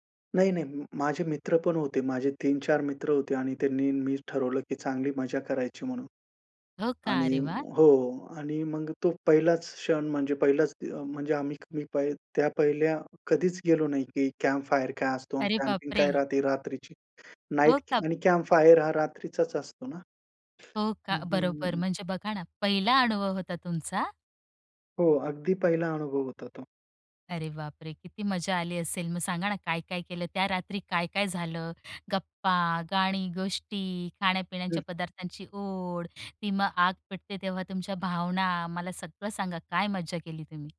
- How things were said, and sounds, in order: tapping; other background noise
- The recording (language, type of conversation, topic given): Marathi, podcast, शेकोटीभोवतीच्या कोणत्या आठवणी तुम्हाला सांगायला आवडतील?